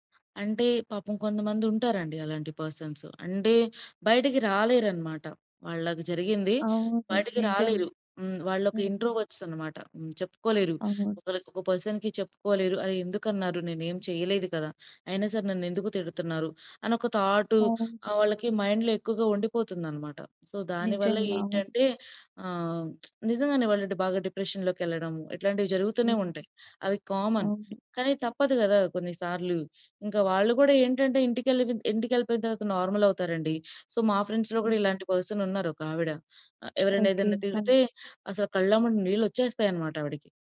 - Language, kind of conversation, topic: Telugu, podcast, మీరు ఒత్తిడిని ఎప్పుడు గుర్తించి దాన్ని ఎలా సమర్థంగా ఎదుర్కొంటారు?
- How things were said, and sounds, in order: other background noise; in English: "పర్సన్స్"; in English: "ఇంట్రోవర్ట్స్"; in English: "పర్సన్‌కి"; in English: "మైండ్‌లో"; in English: "సో"; lip smack; in English: "డిప్రెషన్‌లోకి"; in English: "కామన్"; in English: "నార్మల్"; in English: "సో"; in English: "ఫ్రెండ్స్‌లో"; in English: "పర్సన్"